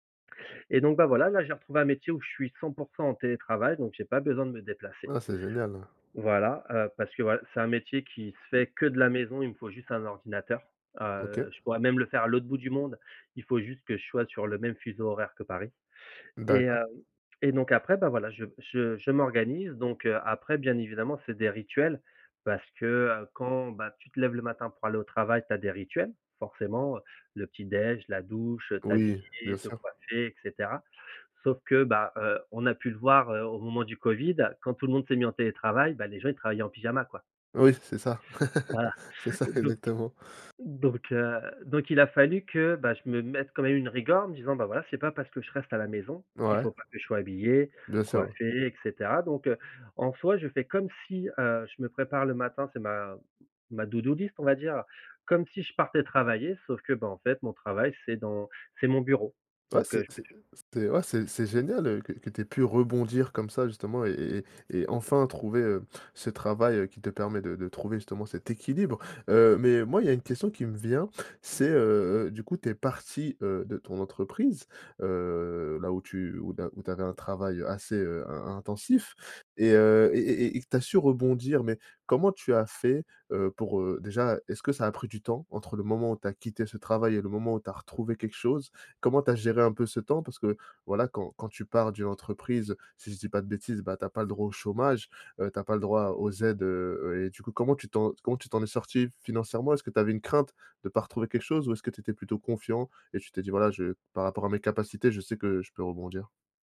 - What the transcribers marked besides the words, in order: other background noise; stressed: "que"; tapping; chuckle; laughing while speaking: "c'est ça"; in English: "to do list"; stressed: "équilibre"
- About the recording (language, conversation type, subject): French, podcast, Comment équilibrez-vous travail et vie personnelle quand vous télétravaillez à la maison ?
- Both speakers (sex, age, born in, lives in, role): male, 30-34, France, France, host; male, 35-39, France, France, guest